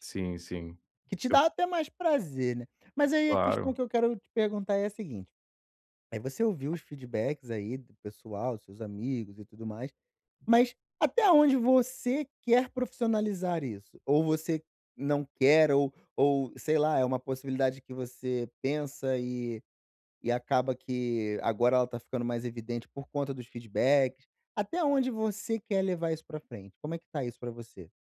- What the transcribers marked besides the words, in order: tapping
- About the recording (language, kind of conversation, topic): Portuguese, advice, Como posso usar limites de tempo para ser mais criativo?